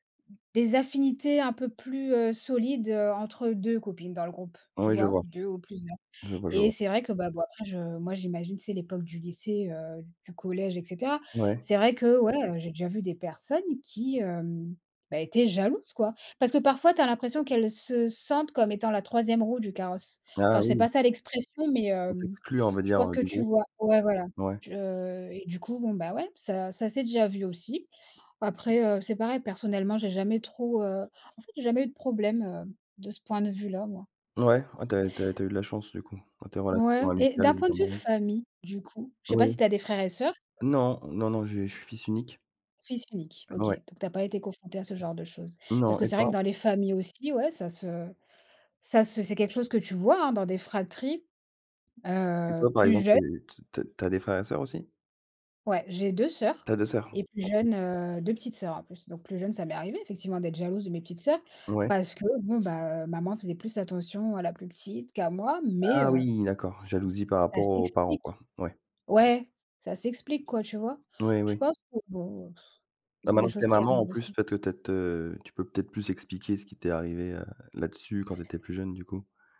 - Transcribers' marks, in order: other background noise; tapping
- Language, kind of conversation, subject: French, unstructured, Que penses-tu des relations où l’un des deux est trop jaloux ?